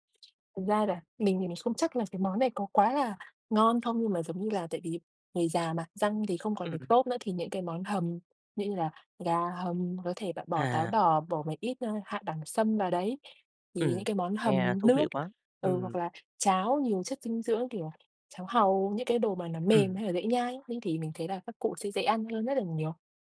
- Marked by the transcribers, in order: other background noise; tapping
- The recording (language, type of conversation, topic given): Vietnamese, podcast, Làm thế nào để tạo không khí vui vẻ trong gia đình?